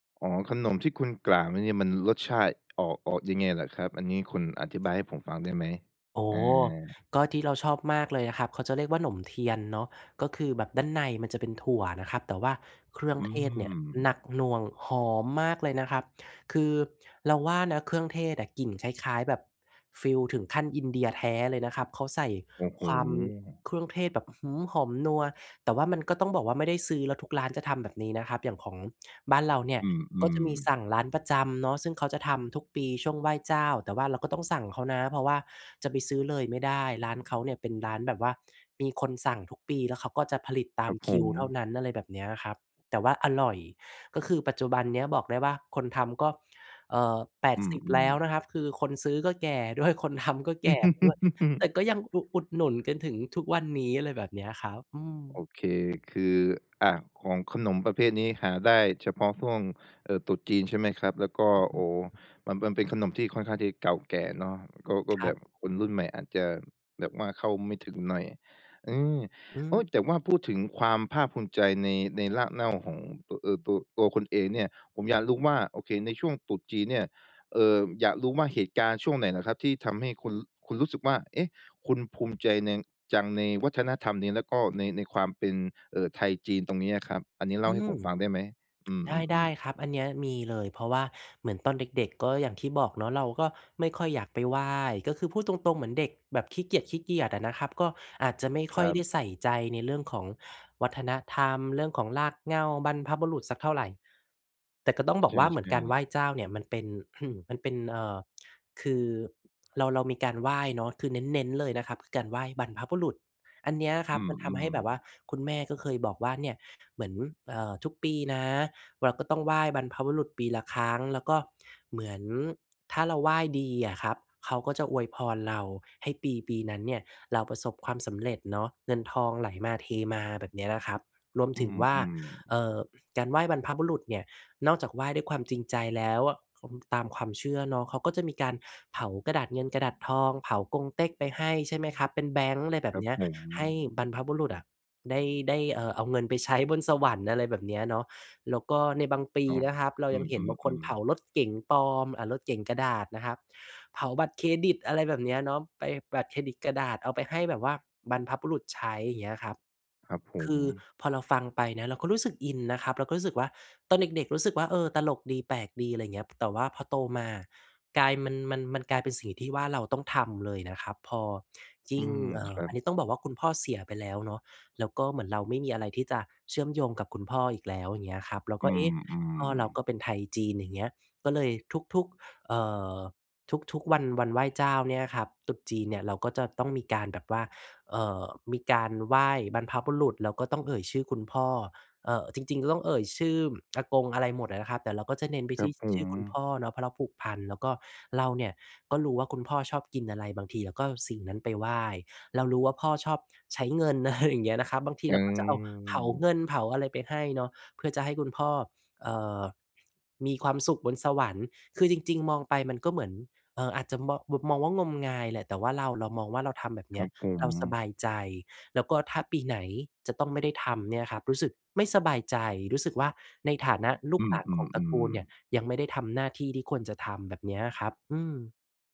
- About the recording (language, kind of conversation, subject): Thai, podcast, ประสบการณ์อะไรที่ทำให้คุณรู้สึกภูมิใจในรากเหง้าของตัวเอง?
- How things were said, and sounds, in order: laughing while speaking: "คนทำ"; laugh; "ช่วง" said as "ซ่วง"; other background noise; throat clearing; chuckle; laughing while speaking: "อะไรอย่างเงี้ย"; "มอง" said as "เมาะ"; "แบบ" said as "บึบ"